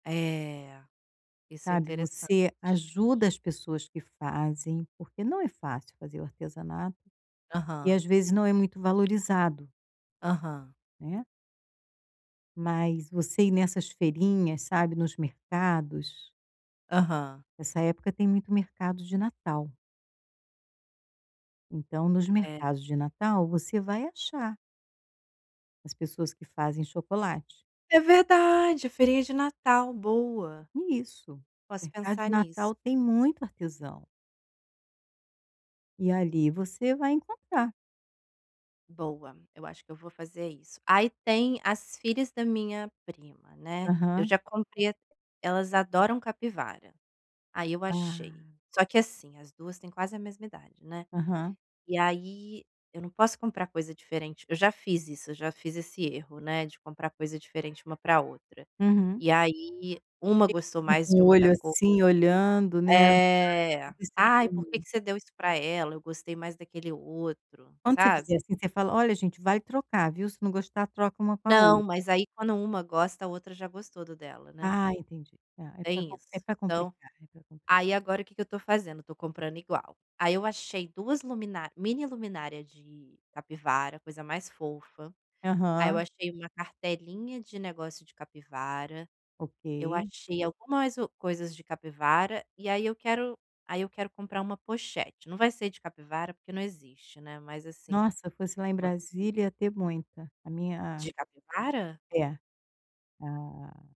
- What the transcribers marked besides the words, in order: tapping; dog barking; unintelligible speech
- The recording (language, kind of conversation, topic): Portuguese, advice, Como posso encontrar presentes memoráveis para amigos e parentes?